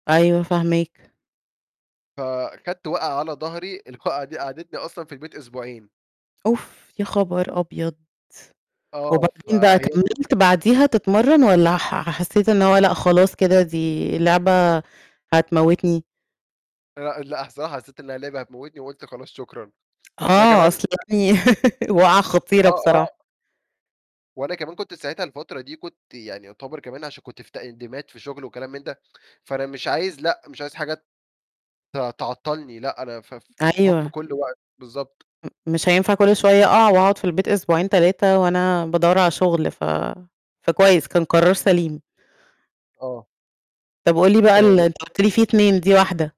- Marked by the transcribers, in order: laughing while speaking: "الوقعة"; tapping; distorted speech; unintelligible speech; laugh; unintelligible speech; unintelligible speech
- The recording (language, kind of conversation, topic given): Arabic, podcast, إيه هي هوايتك المفضلة؟